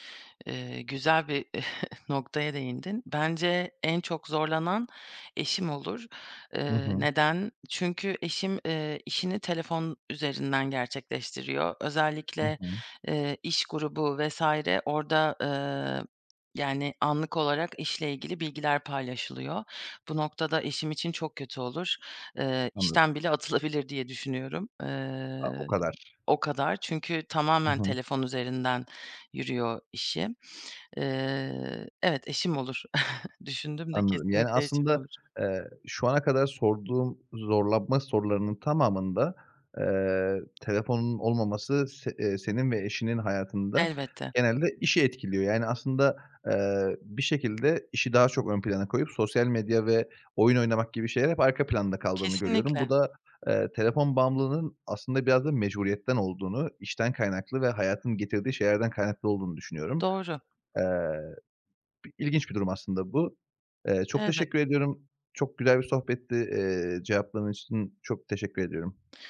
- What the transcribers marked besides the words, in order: chuckle; other background noise; sniff; chuckle; tapping
- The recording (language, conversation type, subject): Turkish, podcast, Telefon olmadan bir gün geçirsen sence nasıl olur?
- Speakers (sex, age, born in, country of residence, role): female, 30-34, Turkey, Germany, guest; male, 30-34, Turkey, Bulgaria, host